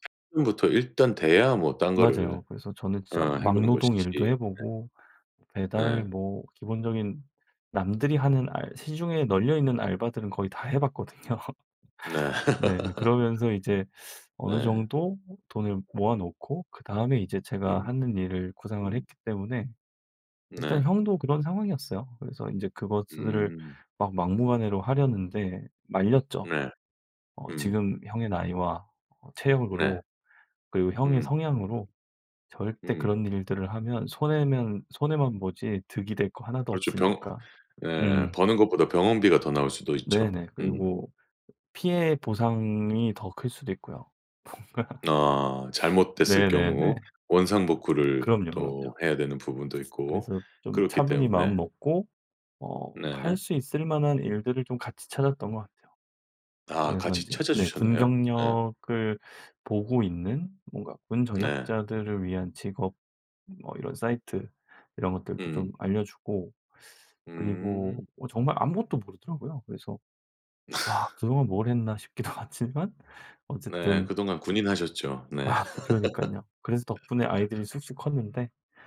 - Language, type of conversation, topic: Korean, podcast, 가족에게 진실을 말하기는 왜 어려울까요?
- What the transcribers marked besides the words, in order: other background noise; laughing while speaking: "봤거든요"; laugh; tapping; laughing while speaking: "뭔가"; laugh; laugh; laughing while speaking: "싶기도 하지만"; laugh